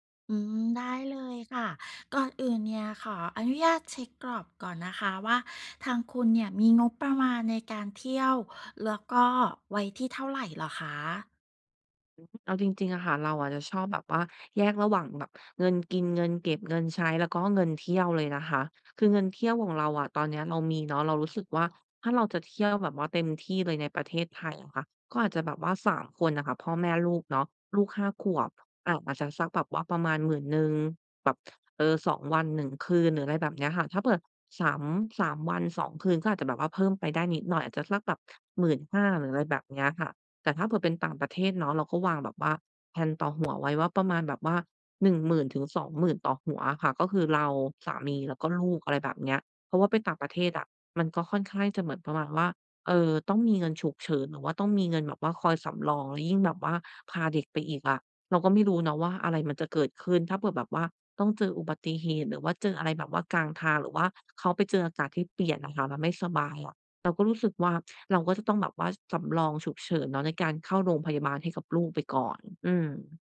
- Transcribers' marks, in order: "แล้ว" said as "เลื้อ"; in English: "แพลน"
- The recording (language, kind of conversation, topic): Thai, advice, จะวางแผนวันหยุดให้คุ้มค่าในงบจำกัดได้อย่างไร?